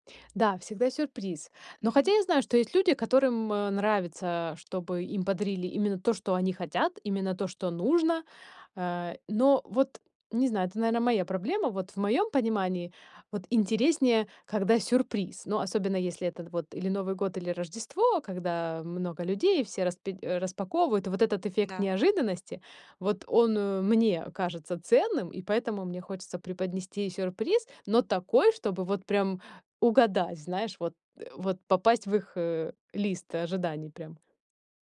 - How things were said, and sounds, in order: tapping
- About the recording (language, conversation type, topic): Russian, advice, Почему мне так трудно выбрать подарок и как не ошибиться с выбором?